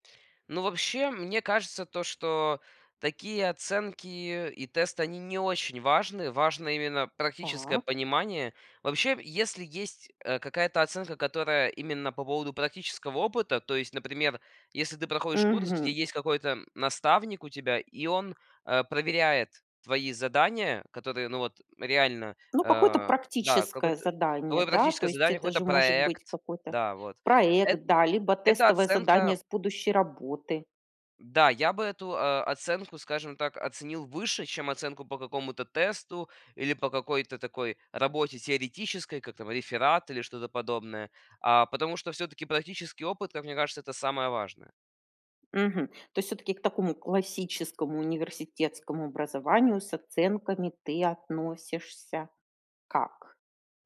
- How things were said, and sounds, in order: none
- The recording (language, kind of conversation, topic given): Russian, podcast, Что для тебя важнее — оценки или понимание материала?